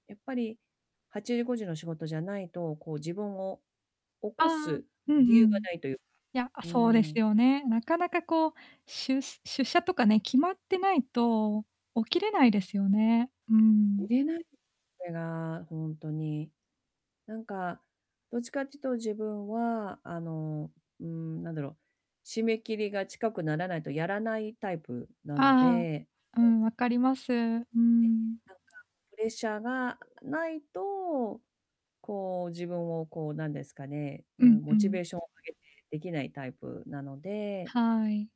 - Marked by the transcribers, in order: distorted speech; tapping
- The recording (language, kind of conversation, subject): Japanese, advice, 日々のルーティンが乱れて予定が崩れやすい状態について、どのように説明できますか？